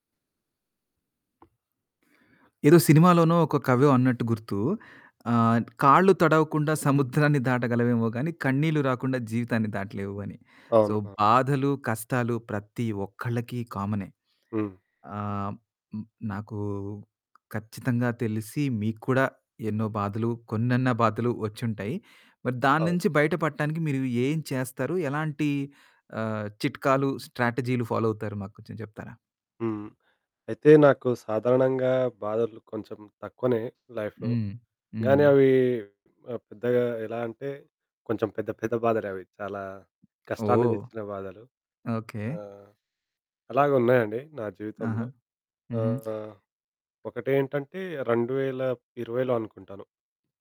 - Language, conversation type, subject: Telugu, podcast, పాత బాధలను విడిచిపెట్టేందుకు మీరు ఎలా ప్రయత్నిస్తారు?
- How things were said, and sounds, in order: tapping; static; in English: "సో"; in English: "ఫాలో"; in English: "లైఫ్‌లో"; other background noise; distorted speech